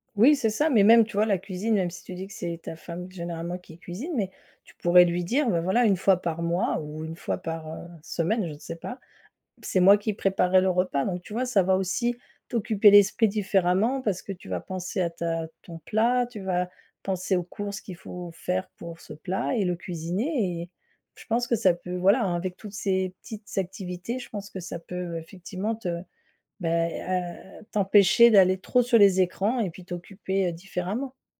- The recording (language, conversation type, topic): French, advice, Comment puis-je réussir à déconnecter des écrans en dehors du travail ?
- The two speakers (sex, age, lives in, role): female, 50-54, France, advisor; male, 20-24, France, user
- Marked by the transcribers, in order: none